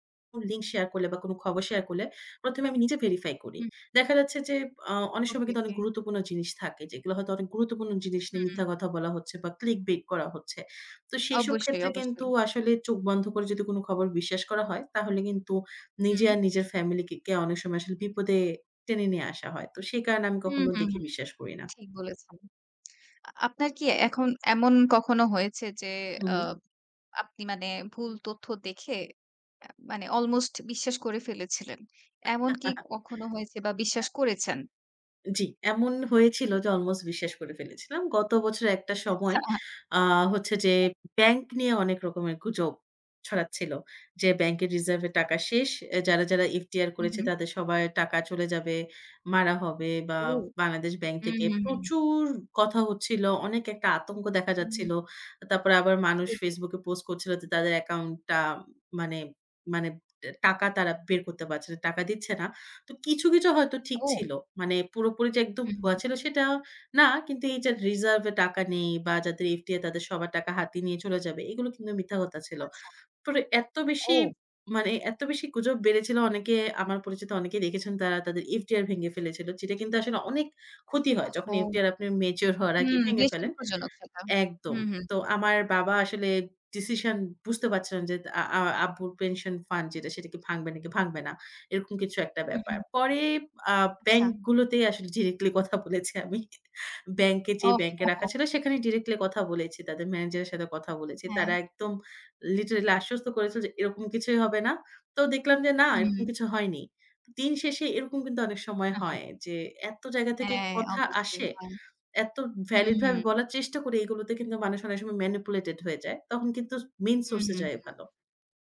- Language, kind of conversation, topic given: Bengali, podcast, অনলাইনে কোনো খবর দেখলে আপনি কীভাবে সেটির সত্যতা যাচাই করেন?
- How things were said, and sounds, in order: in English: "clickbait"; other background noise; in English: "অলমোস্ট"; chuckle; laughing while speaking: "আচ্ছা"; "সেটা" said as "সেতা"; laughing while speaking: "ডিরেক্টলি কথা বলেছি আমি"; in English: "লিটারেলি"; chuckle; in English: "ম্যানিপুলেটেড"; in English: "মেইন সোর্স"; "যাওয়াই" said as "যাএই"